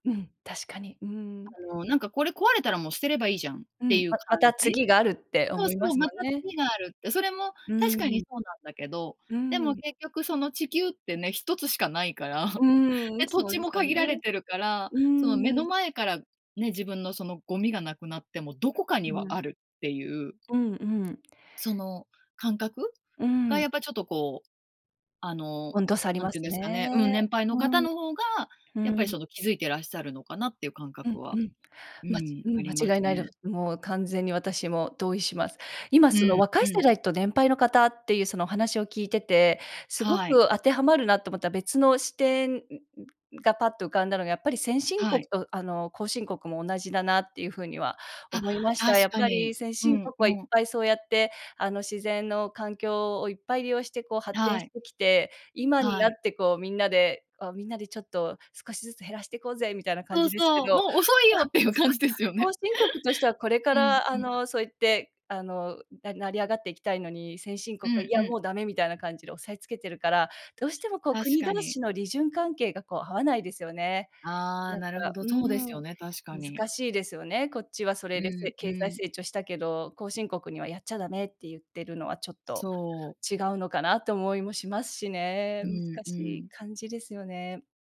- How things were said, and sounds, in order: laughing while speaking: "ないから"; laughing while speaking: "っていう感じですよね"; laugh; other background noise
- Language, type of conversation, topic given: Japanese, unstructured, ニュースで話題になっている環境問題について、どう思いますか？
- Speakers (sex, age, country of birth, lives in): female, 40-44, Japan, United States; female, 40-44, Japan, United States